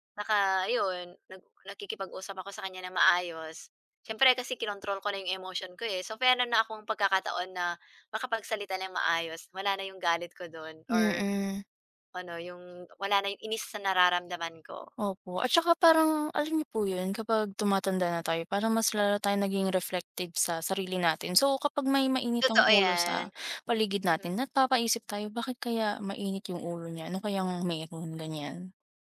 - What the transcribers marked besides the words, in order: other background noise
- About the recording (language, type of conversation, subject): Filipino, unstructured, Ano ang ginagawa mo para maiwasan ang paulit-ulit na pagtatalo?